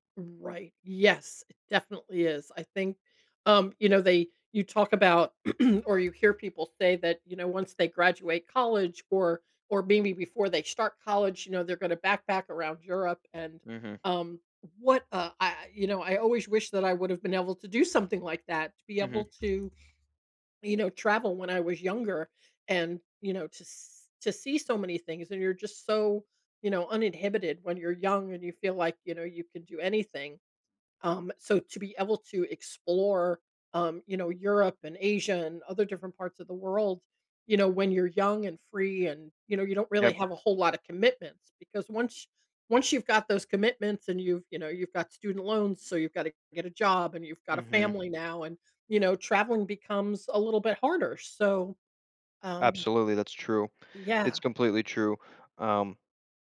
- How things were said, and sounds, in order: throat clearing; other background noise
- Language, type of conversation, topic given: English, unstructured, What travel experience should everyone try?